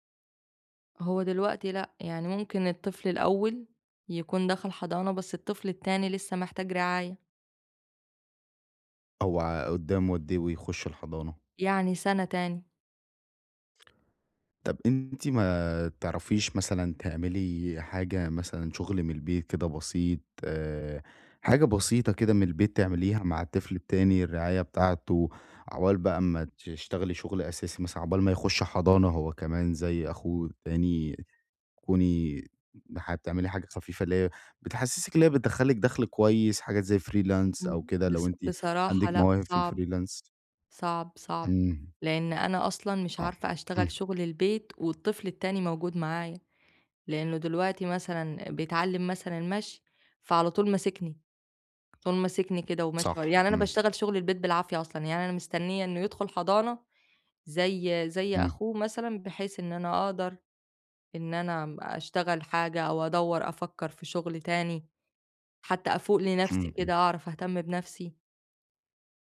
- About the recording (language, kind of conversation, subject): Arabic, advice, إزاي أبدأ أواجه الكلام السلبي اللي جوايا لما يحبطني ويخلّيني أشك في نفسي؟
- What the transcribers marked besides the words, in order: in English: "freelance"; in English: "الfreelance؟"; background speech; tapping